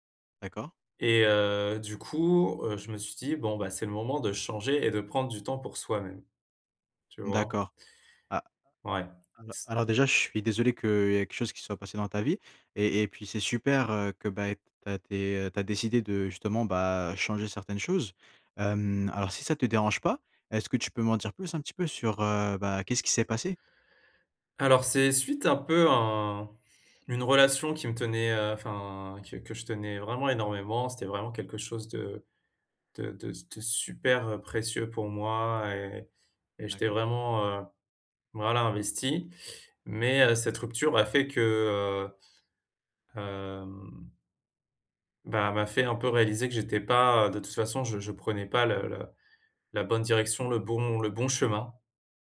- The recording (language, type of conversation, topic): French, advice, Comment puis-je trouver du sens après une perte liée à un changement ?
- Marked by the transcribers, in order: drawn out: "à"